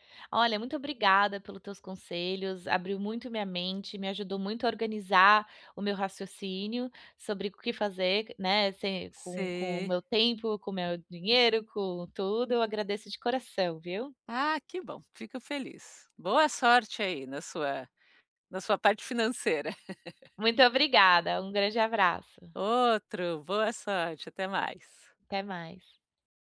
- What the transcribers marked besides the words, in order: tapping; chuckle
- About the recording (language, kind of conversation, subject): Portuguese, advice, Como posso equilibrar meu tempo, meu dinheiro e meu bem-estar sem sacrificar meu futuro?